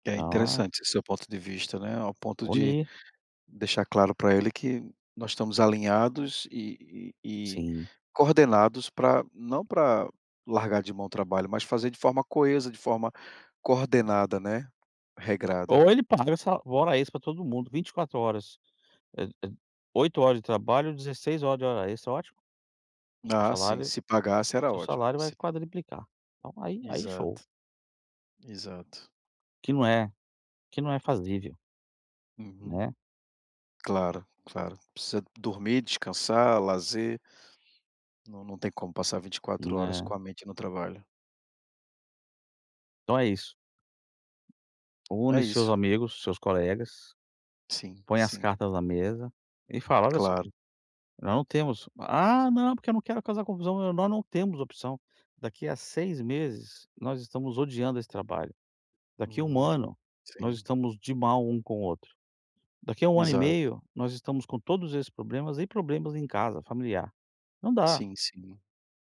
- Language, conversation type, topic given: Portuguese, advice, Como posso reduzir as interrupções frequentes e aproveitar melhor meus momentos de lazer em casa?
- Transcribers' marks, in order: other background noise; "quadruplicar" said as "quadriplicar"